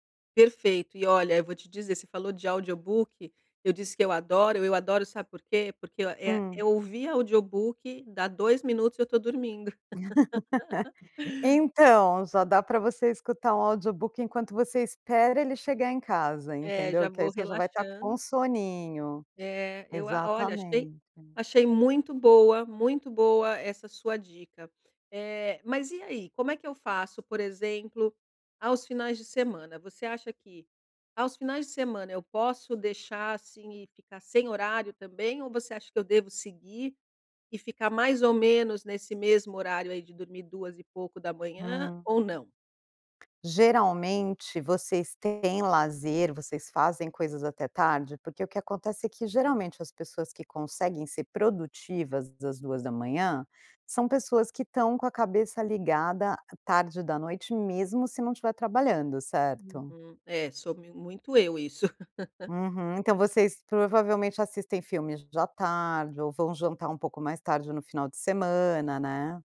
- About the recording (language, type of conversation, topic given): Portuguese, advice, Como posso manter horários regulares mesmo com uma rotina variável?
- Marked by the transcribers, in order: in English: "audiobook"; laugh; in English: "audiobook"; tapping; giggle